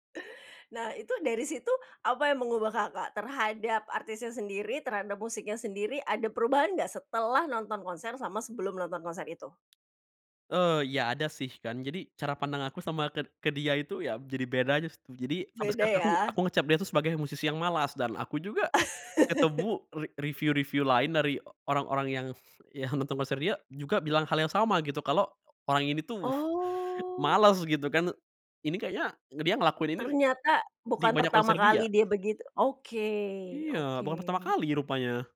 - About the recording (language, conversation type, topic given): Indonesian, podcast, Pengalaman konser apa yang pernah mengubah cara pandangmu tentang musik?
- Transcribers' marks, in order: tapping; laugh; chuckle; drawn out: "Oh"; drawn out: "Oke"